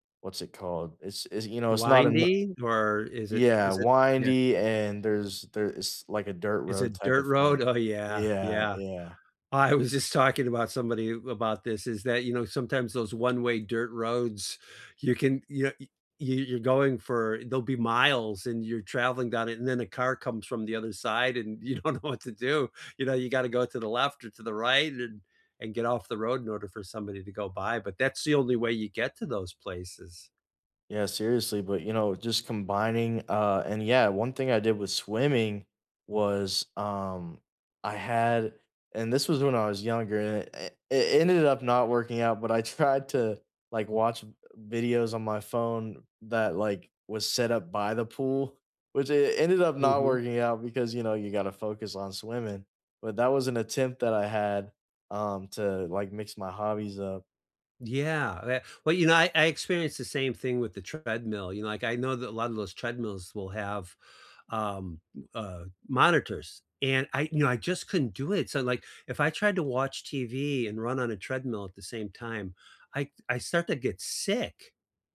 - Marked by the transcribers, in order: laughing while speaking: "Oh"; laughing while speaking: "I was just talking"; tapping; laughing while speaking: "you don't know what"; laughing while speaking: "tried"; stressed: "sick"
- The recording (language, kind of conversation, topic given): English, unstructured, How can you combine two hobbies to create something new and playful?
- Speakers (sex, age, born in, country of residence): male, 18-19, United States, United States; male, 60-64, United States, United States